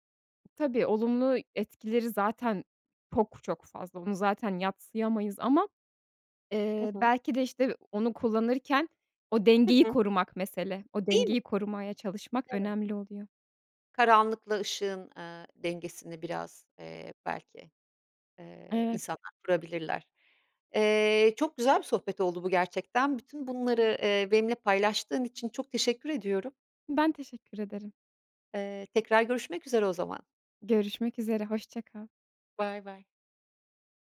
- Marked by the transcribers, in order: other background noise
- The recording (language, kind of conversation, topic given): Turkish, podcast, Telefonu masadan kaldırmak buluşmaları nasıl etkiler, sence?